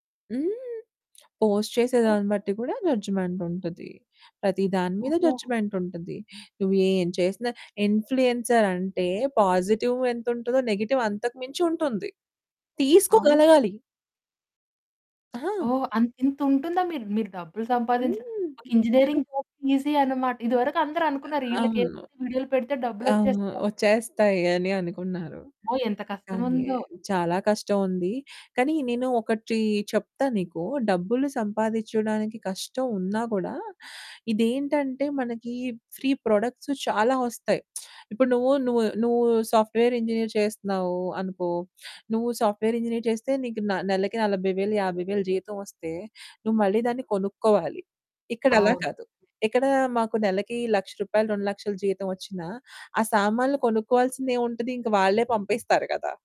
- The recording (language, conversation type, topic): Telugu, podcast, ఇన్ఫ్లుఎన్సర్‌లు డబ్బు ఎలా సంపాదిస్తారు?
- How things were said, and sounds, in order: in English: "పోస్ట్"; in English: "జడ్జ్‌మెంట్"; distorted speech; in English: "జడ్జ్‌మెంట్"; in English: "ఇన్‌ఫ్లుయెన్సర్"; in English: "పాజిటివ్"; in English: "నెగెటివ్"; in English: "ఇంజినీరింగ్ జాబ్ ఈజీ"; static; in English: "ఫ్రీ ప్రొడక్ట్స్"; lip smack; in English: "సాఫ్ట్‌వేర్ ఇంజినీర్"; in English: "సాఫ్ట్‌వేర్ ఇంజినీర్"